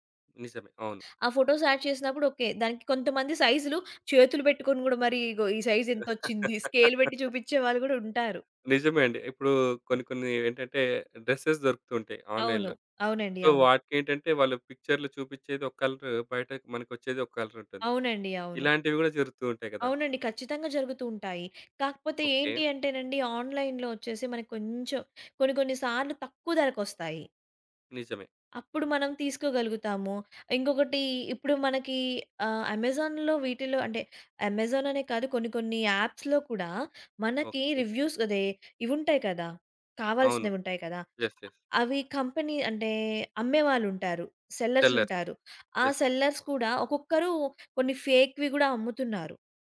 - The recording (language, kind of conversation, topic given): Telugu, podcast, ఫేక్ న్యూస్ కనిపిస్తే మీరు ఏమి చేయాలని అనుకుంటారు?
- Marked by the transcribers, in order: in English: "ఫోటోస్ యాడ్"; laugh; in English: "స్కేల్"; in English: "డ్రెసెస్"; in English: "ఆన్‌లైన్‌లో. సో"; in English: "పిక్చర్‌లో"; in English: "ఆన్‌లైన్‌లో"; in English: "యాప్స్‌లో"; in English: "రివ్యూస్"; in English: "యెస్, యెస్"; other background noise; in English: "కంపెనీ"; in English: "సెల్లర్స్. యెస్"; in English: "సెల్లర్స్"; in English: "ఫేక్‌వి"